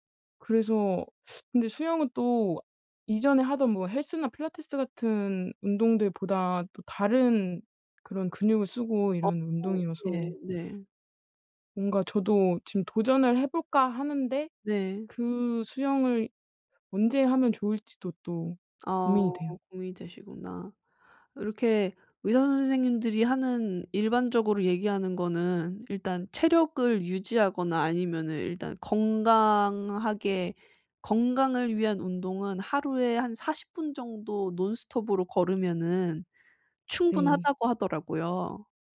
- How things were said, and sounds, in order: other background noise; teeth sucking
- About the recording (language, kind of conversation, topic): Korean, advice, 시간 관리를 하면서 일과 취미를 어떻게 잘 병행할 수 있을까요?